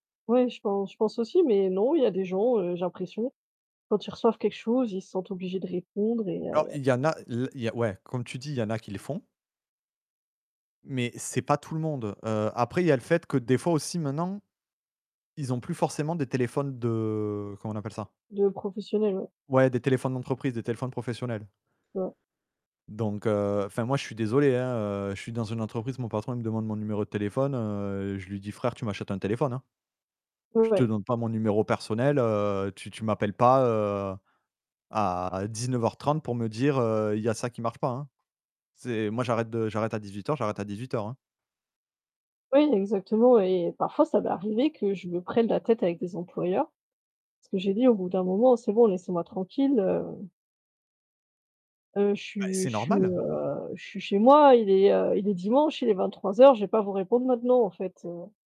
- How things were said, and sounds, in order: drawn out: "de"; distorted speech
- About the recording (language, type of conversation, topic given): French, unstructured, Comment la technologie a-t-elle changé notre manière de communiquer ?